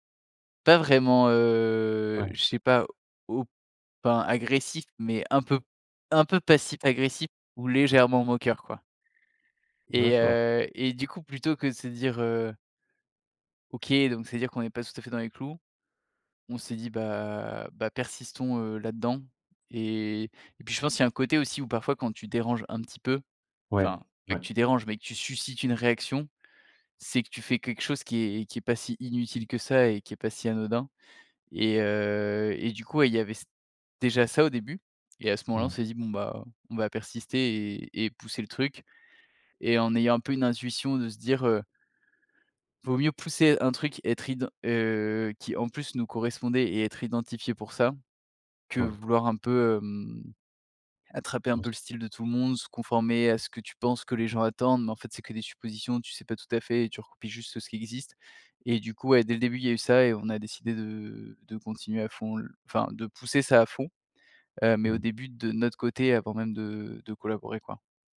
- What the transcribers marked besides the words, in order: drawn out: "heu"; stressed: "fond"; other background noise
- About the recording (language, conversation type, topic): French, podcast, Comment faire pour collaborer sans perdre son style ?